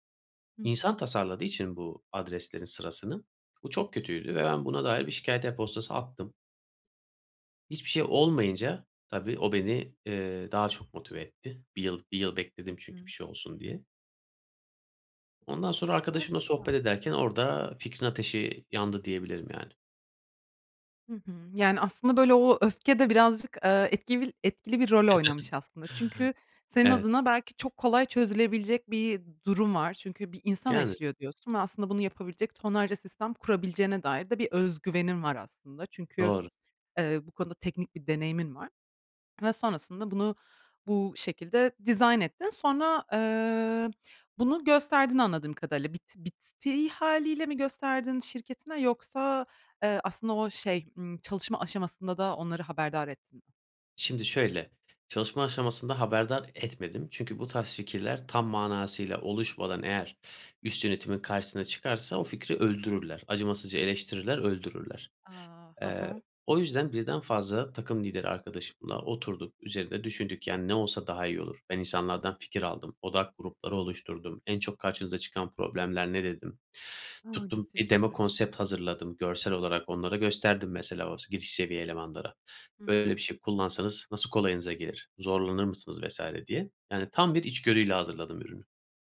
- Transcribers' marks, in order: chuckle
- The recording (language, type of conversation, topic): Turkish, podcast, İlk fikrinle son ürün arasında neler değişir?